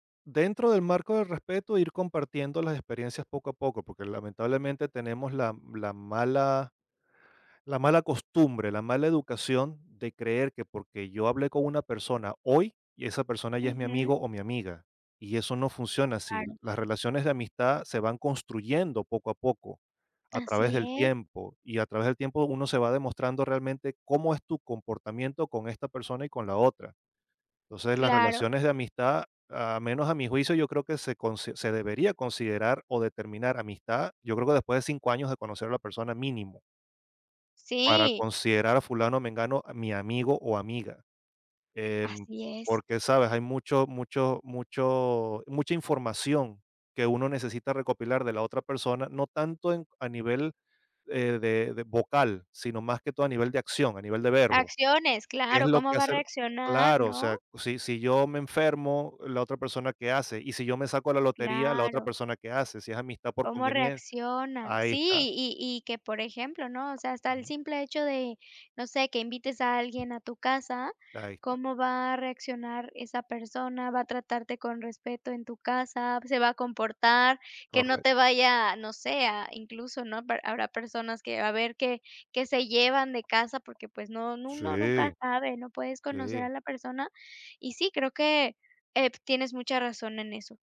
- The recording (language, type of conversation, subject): Spanish, podcast, ¿Cómo se construye la confianza en una pareja?
- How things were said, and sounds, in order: other background noise; tapping